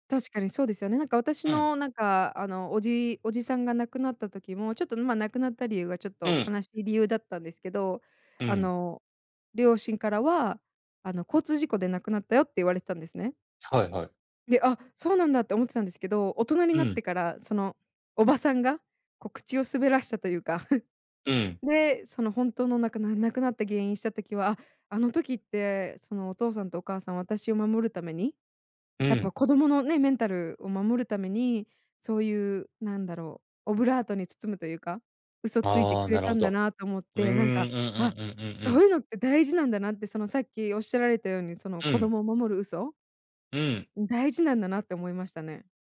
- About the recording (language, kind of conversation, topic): Japanese, unstructured, あなたは嘘をつくことを正当化できると思いますか？
- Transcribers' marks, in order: scoff; tapping